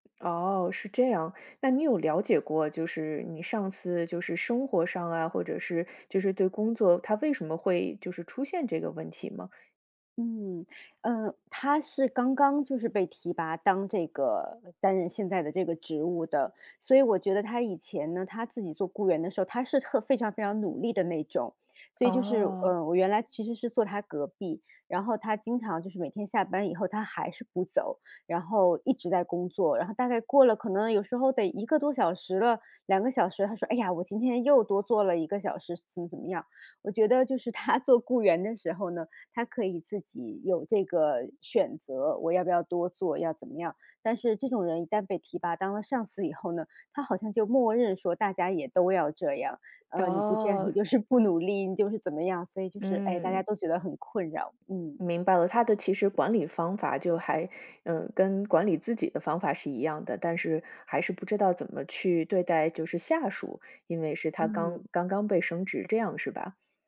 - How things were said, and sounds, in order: tapping; laughing while speaking: "他"; laughing while speaking: "就是"
- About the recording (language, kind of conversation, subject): Chinese, advice, 我该如何在与同事或上司相处时设立界限，避免总是接手额外任务？